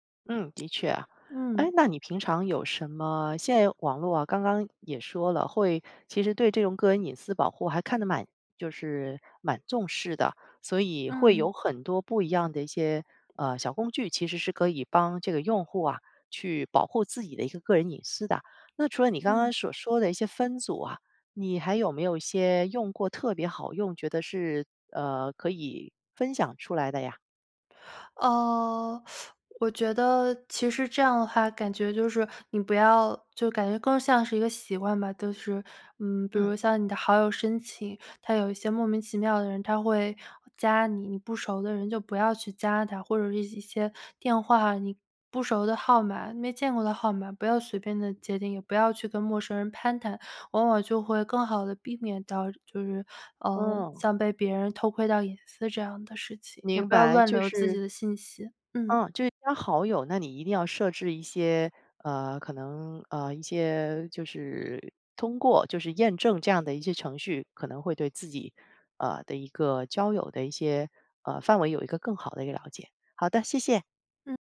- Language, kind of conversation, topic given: Chinese, podcast, 如何在网上既保持真诚又不过度暴露自己？
- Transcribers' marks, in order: teeth sucking